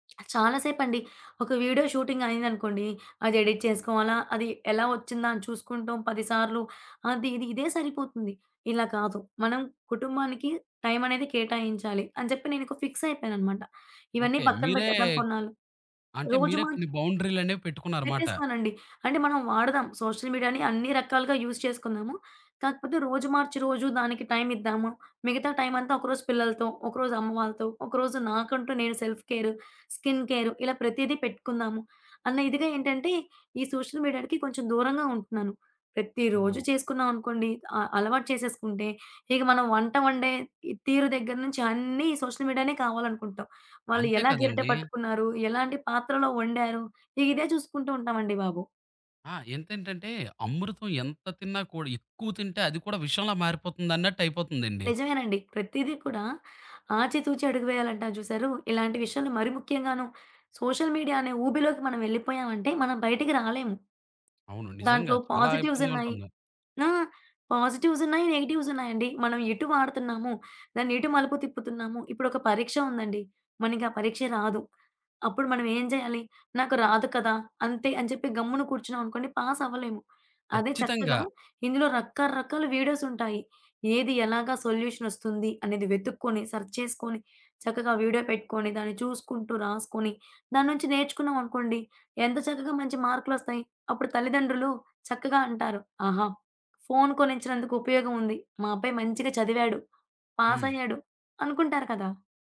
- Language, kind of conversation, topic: Telugu, podcast, సోషల్ మీడియా మీ స్టైల్ని ఎంత ప్రభావితం చేస్తుంది?
- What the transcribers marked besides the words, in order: other background noise; in English: "వీడియో షూటింగ్"; in English: "ఎడిట్"; in English: "ఫిక్స్"; in English: "సోషల్ మీడియాని"; in English: "యూజ్"; in English: "సెల్ఫ్"; in English: "స్కిన్"; in English: "సోషల్ మీడియాకి"; in English: "సోషల్ మీడియానే"; in English: "సోషల్ మీడియా"; in English: "పాజిటివ్స్"; in English: "పాజిటివ్స్"; in English: "నెగెటివ్స్"; in English: "పాస్"; in English: "సర్చ్"; in English: "వీడియో"